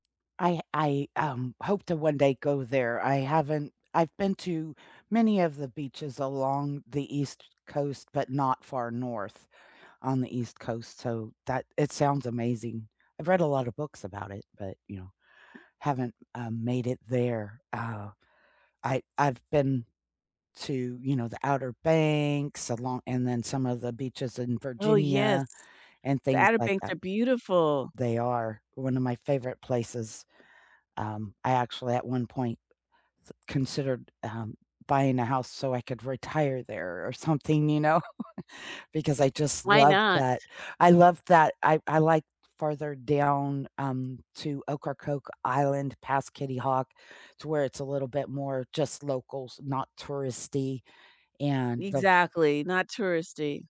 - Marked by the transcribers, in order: other background noise; laughing while speaking: "know"; chuckle
- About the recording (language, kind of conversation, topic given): English, unstructured, What are a few nearby places you love that we could share and explore together soon?
- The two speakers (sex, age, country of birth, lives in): female, 55-59, United States, United States; female, 60-64, United States, United States